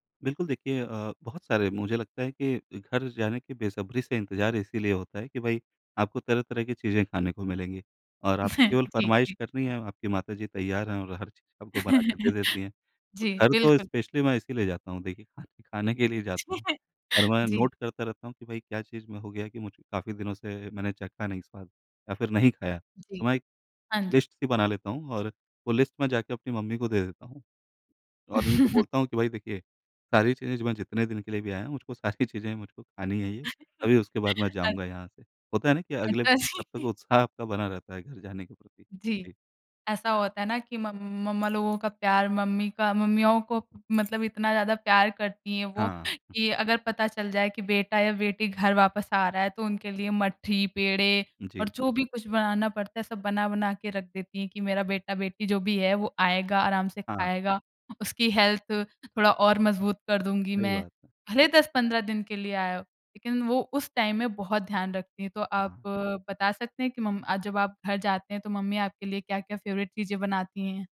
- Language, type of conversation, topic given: Hindi, podcast, आपकी सबसे यादगार स्वाद की खोज कौन सी रही?
- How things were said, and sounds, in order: chuckle; laugh; in English: "स्पेशली"; chuckle; in English: "नोट"; in English: "लिस्ट"; in English: "लिस्ट"; chuckle; laughing while speaking: "सारी चीज़ें"; laugh; laughing while speaking: "अच्छा, जी"; tapping; in English: "हेल्थ"; in English: "टाइम"; in English: "फेवरेट"